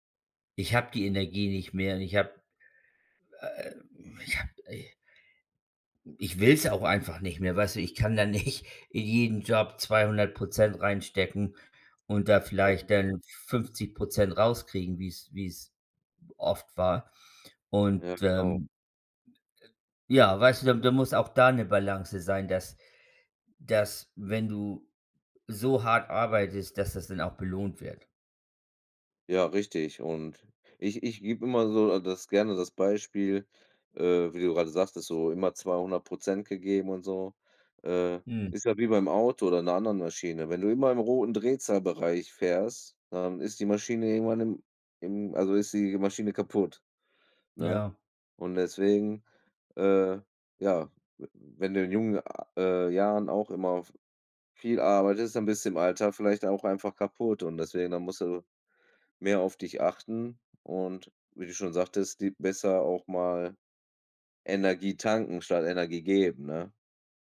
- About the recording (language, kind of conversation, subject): German, unstructured, Wie findest du eine gute Balance zwischen Arbeit und Privatleben?
- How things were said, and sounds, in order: laughing while speaking: "nicht"